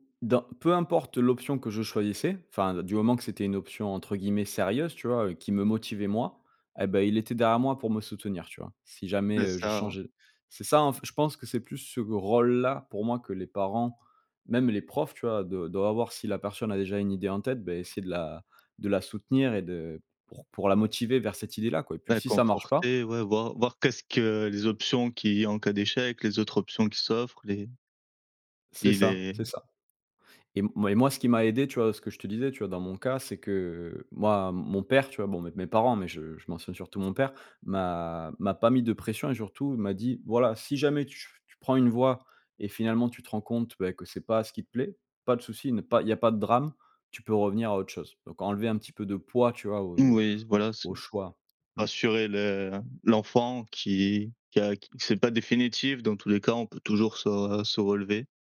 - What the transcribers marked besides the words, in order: other background noise
- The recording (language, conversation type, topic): French, unstructured, Faut-il donner plus de liberté aux élèves dans leurs choix d’études ?
- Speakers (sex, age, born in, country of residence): male, 25-29, France, France; male, 35-39, France, France